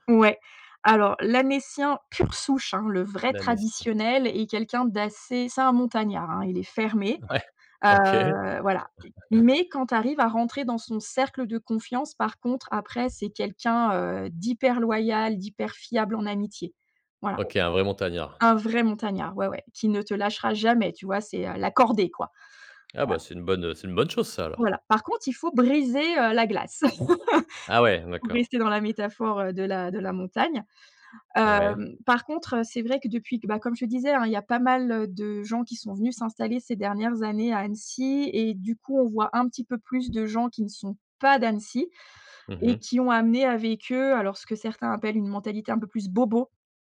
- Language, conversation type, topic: French, podcast, Quel endroit recommandes-tu à tout le monde, et pourquoi ?
- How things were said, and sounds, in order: other noise; laughing while speaking: "Ouais. OK"; other background noise; tapping; background speech; unintelligible speech; laugh; stressed: "pas"; stressed: "bobo"